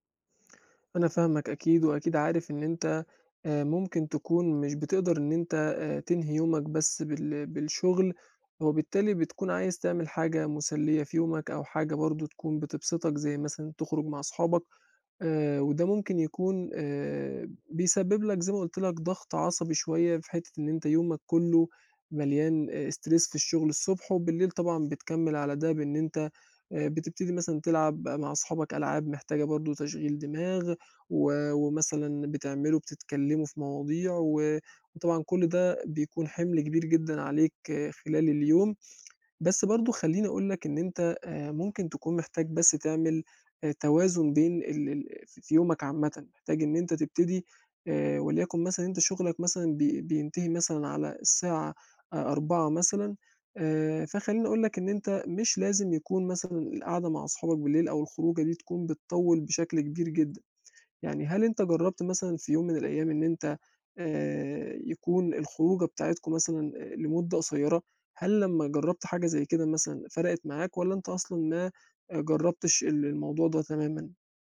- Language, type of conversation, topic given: Arabic, advice, إزاي أوصف مشكلة النوم والأرق اللي بتيجي مع الإجهاد المزمن؟
- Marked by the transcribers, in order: in English: "استرِس"; tapping